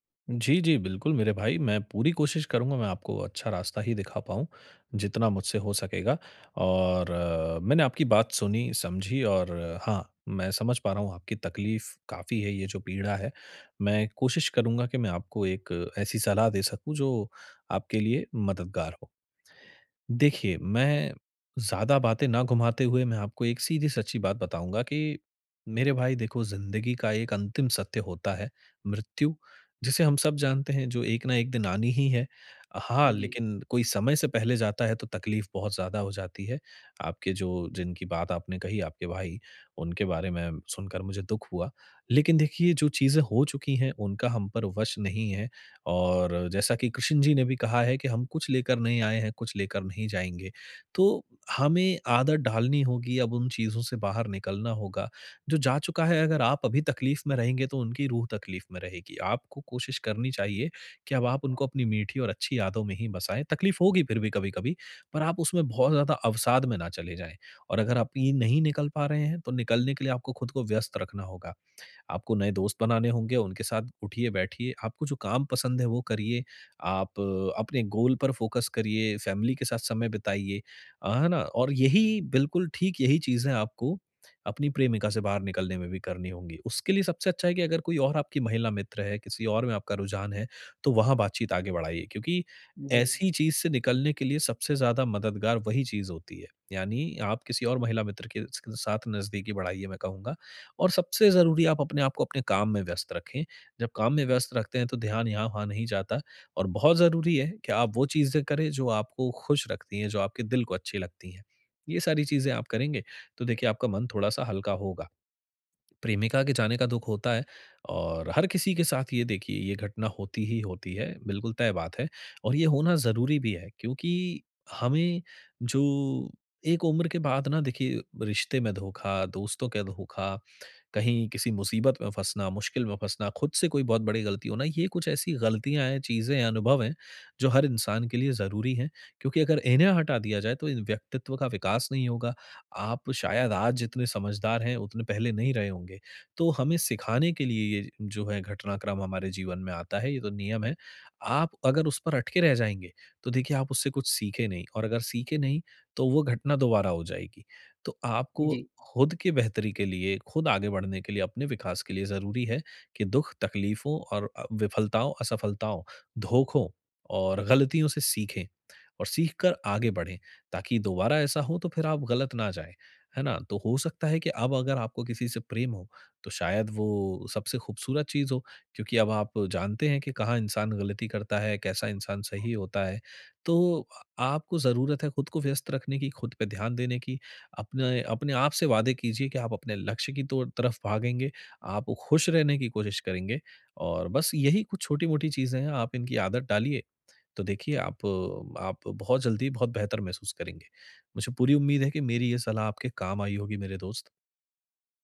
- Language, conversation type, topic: Hindi, advice, मैं अचानक होने वाले दुःख और बेचैनी का सामना कैसे करूँ?
- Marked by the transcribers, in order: in English: "गोल"; in English: "फ़ोकस"